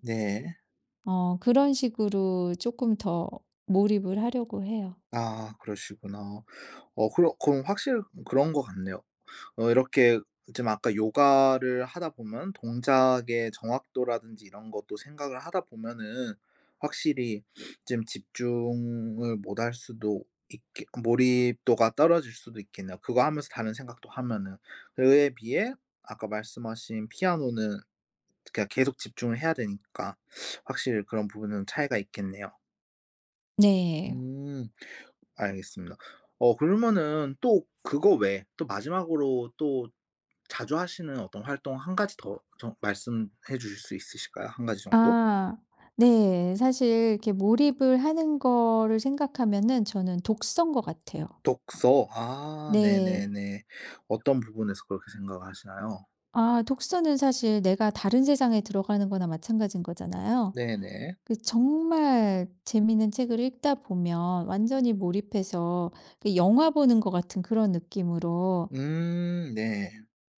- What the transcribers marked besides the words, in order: sniff; other background noise
- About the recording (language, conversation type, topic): Korean, podcast, 어떤 활동을 할 때 완전히 몰입하시나요?